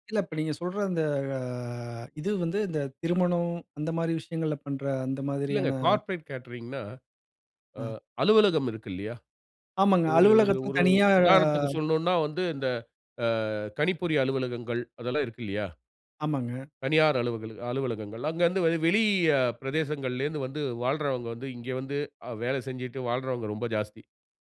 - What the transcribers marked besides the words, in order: drawn out: "அந்த"; in English: "கார்ப்பரேட் கேட்டரிங்ன்னா"; drawn out: "தனியா"
- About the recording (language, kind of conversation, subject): Tamil, podcast, நீண்டகால தொழில் இலக்கு என்ன?
- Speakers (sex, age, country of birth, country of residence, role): male, 35-39, India, India, host; male, 45-49, India, India, guest